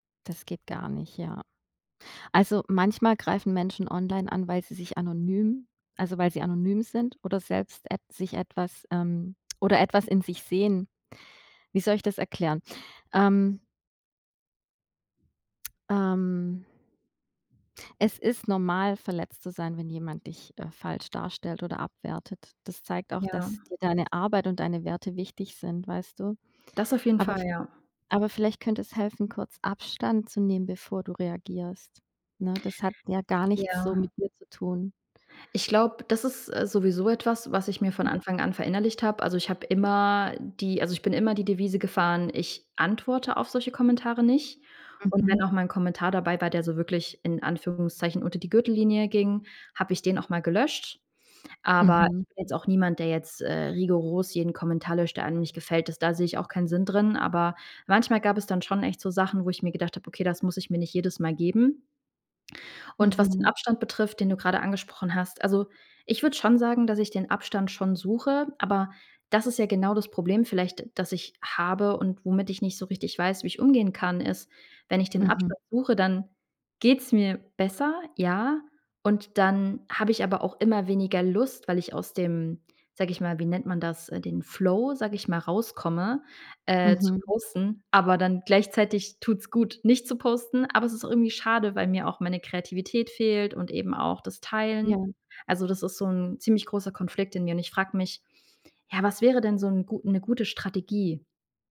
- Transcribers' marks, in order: drawn out: "Ähm"; other background noise; in English: "Flow"
- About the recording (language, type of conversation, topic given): German, advice, Wie kann ich damit umgehen, dass mich negative Kommentare in sozialen Medien verletzen und wütend machen?